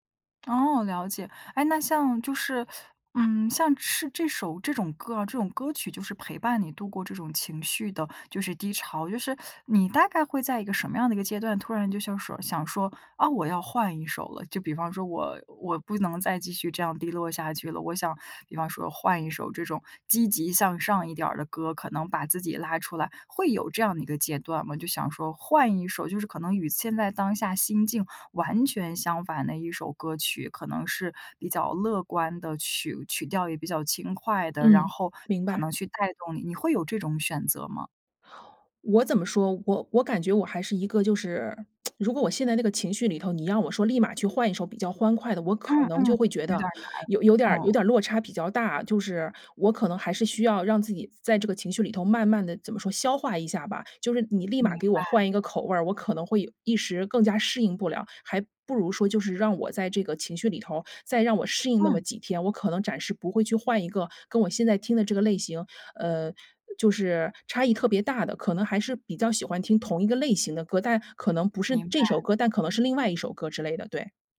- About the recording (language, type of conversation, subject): Chinese, podcast, 失恋后你会把歌单彻底换掉吗？
- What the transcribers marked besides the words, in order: tsk; "暂时" said as "展时"